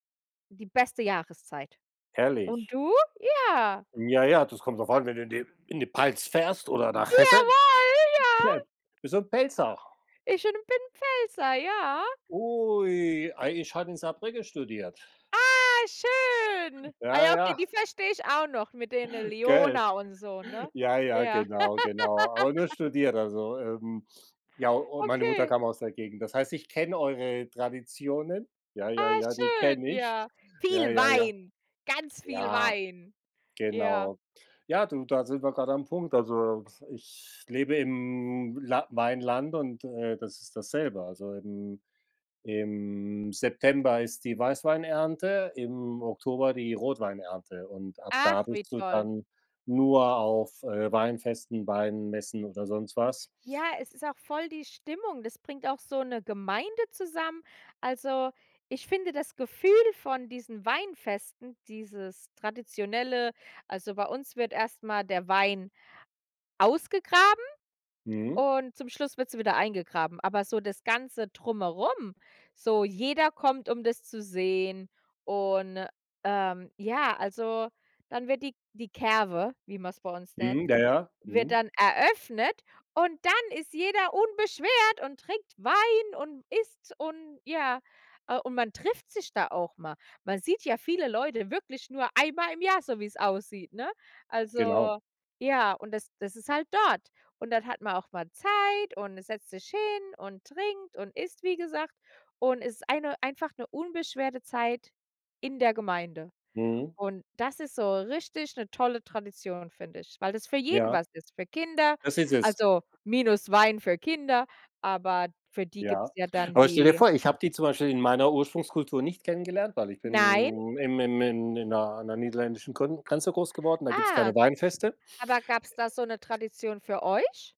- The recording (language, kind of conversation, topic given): German, unstructured, Welche Tradition aus deiner Kultur findest du besonders schön?
- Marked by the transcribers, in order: "Pfalz" said as "Palz"; joyful: "Jawohl, ja!"; "Hessen" said as "Hesse"; "Pfälzer" said as "Pälzer"; "Saarbrücken" said as "Saarbrügge"; laugh; tapping; joyful: "unbeschwert"; joyful: "Wein"